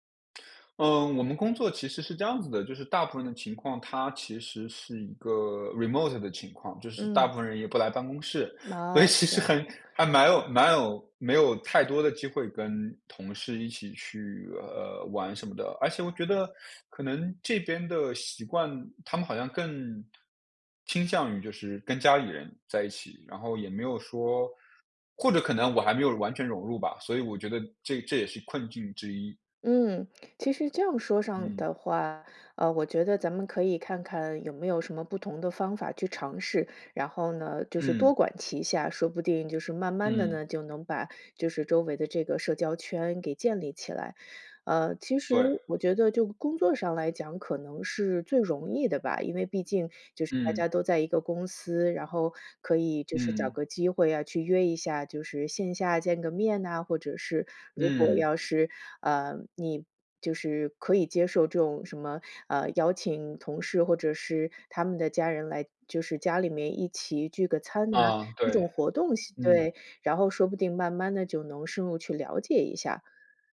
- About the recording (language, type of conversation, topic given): Chinese, advice, 在新城市里我该怎么建立自己的社交圈？
- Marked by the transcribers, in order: in English: "Remote"; laughing while speaking: "其实很"